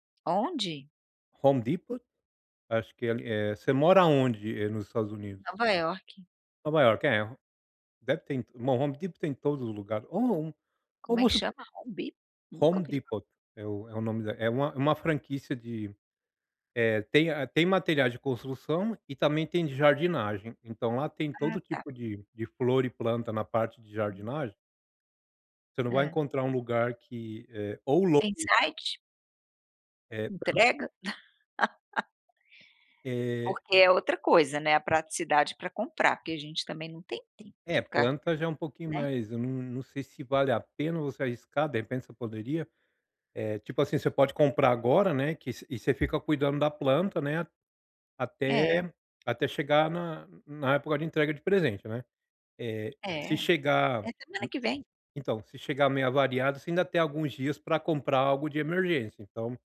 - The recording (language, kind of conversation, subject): Portuguese, advice, Como posso encontrar presentes significativos para pessoas diferentes?
- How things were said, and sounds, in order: "franquia" said as "franquisse"; unintelligible speech; unintelligible speech; laugh; other background noise